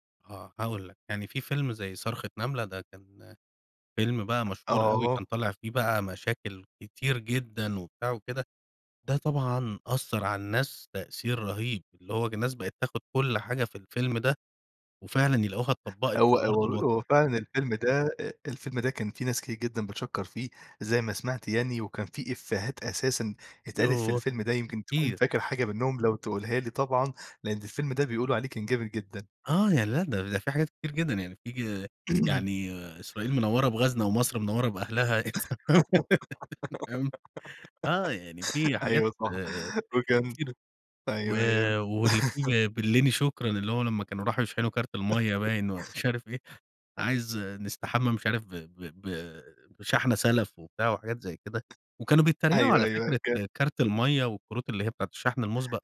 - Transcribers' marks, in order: tapping; in English: "إفّيهات"; throat clearing; giggle; unintelligible speech; laugh; laugh; chuckle
- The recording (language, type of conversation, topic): Arabic, podcast, إيه رأيك في دور المسلسلات في تشكيل رأي الناس؟